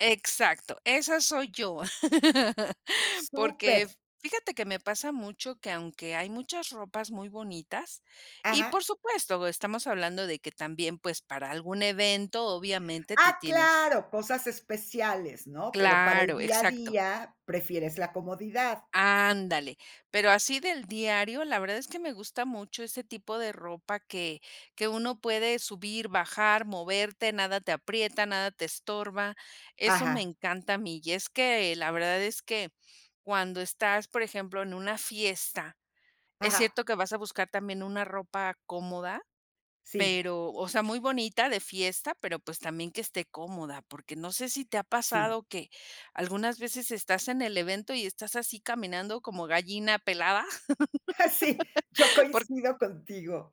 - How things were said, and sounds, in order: laugh; other background noise; laughing while speaking: "Ah, sí, yo coincido contigo"; laugh
- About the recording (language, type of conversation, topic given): Spanish, podcast, ¿Qué ropa te hace sentir más como tú?